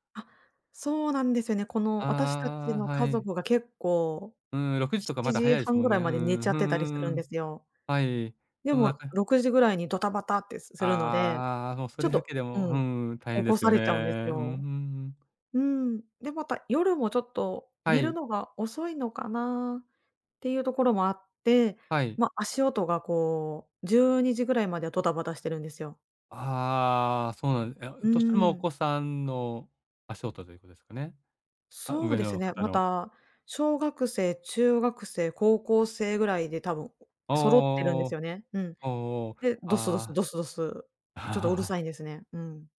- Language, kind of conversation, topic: Japanese, advice, 隣人との習慣の違いに戸惑っていることを、どのように説明すればよいですか？
- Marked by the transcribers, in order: laugh